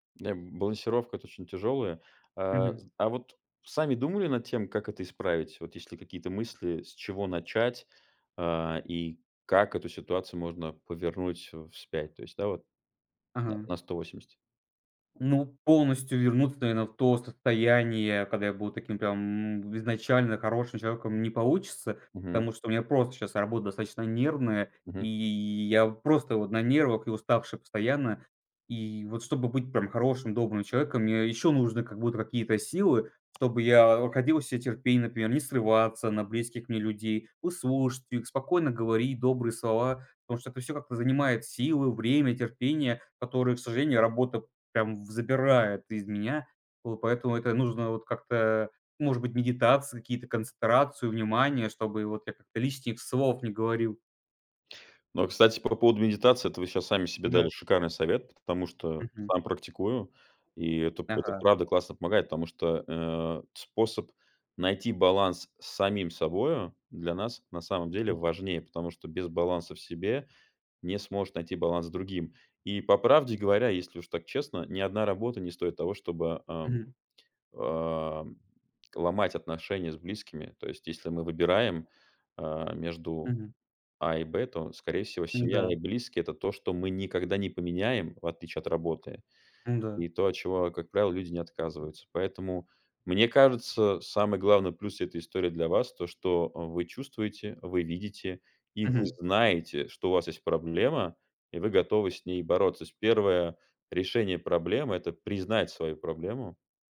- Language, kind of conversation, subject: Russian, advice, Как вы описали бы ситуацию, когда ставите карьеру выше своих ценностей и из‑за этого теряете смысл?
- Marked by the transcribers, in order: other background noise; tapping